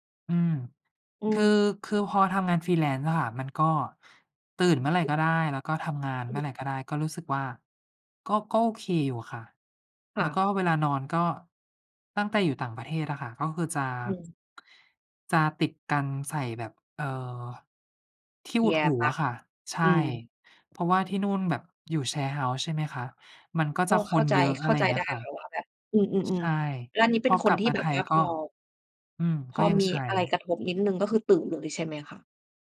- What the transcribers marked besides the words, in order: in English: "Freelance"; "การ" said as "กัง"; in English: "Ear Plug"; in English: "Share House"
- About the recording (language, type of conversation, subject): Thai, unstructured, คุณมีวิธีจัดการกับความเครียดในชีวิตประจำวันอย่างไร?